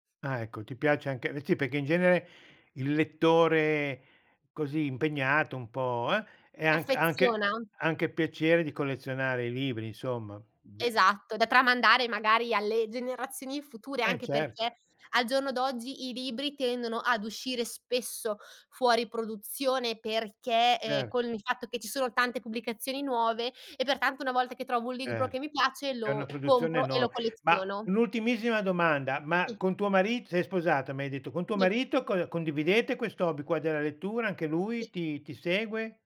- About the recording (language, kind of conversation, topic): Italian, podcast, Qual è il tuo hobby preferito e perché ti piace così tanto?
- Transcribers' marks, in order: drawn out: "uh"; tapping; "libro" said as "ligbro"